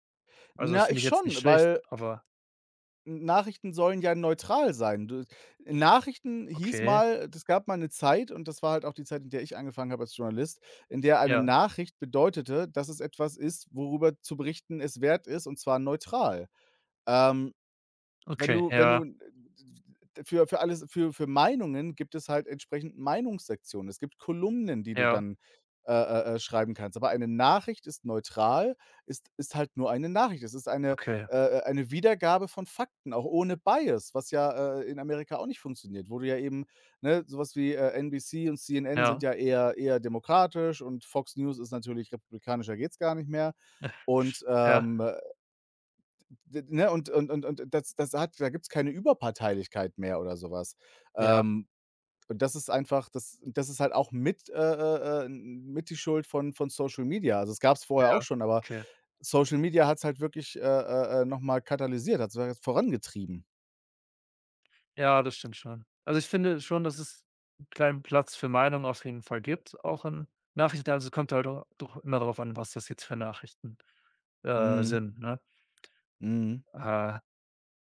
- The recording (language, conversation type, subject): German, unstructured, Wie beeinflussen soziale Medien unsere Wahrnehmung von Nachrichten?
- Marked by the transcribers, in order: other background noise; in English: "Bias"; chuckle; tapping